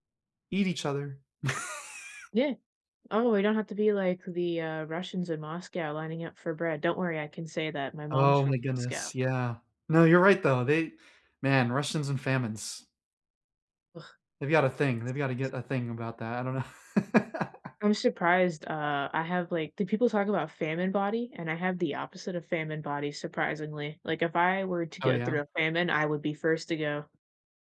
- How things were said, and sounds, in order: laugh; laughing while speaking: "know"; laugh
- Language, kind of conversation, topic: English, unstructured, What is a joyful moment in history that you wish you could see?